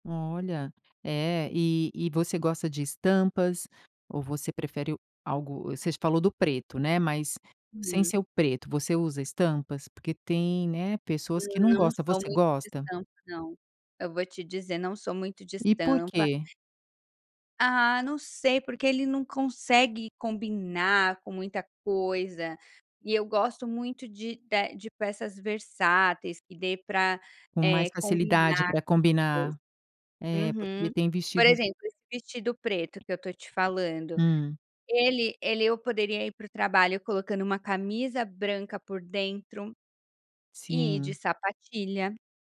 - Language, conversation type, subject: Portuguese, podcast, Qual peça nunca falta no seu guarda-roupa?
- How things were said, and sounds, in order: other background noise; tapping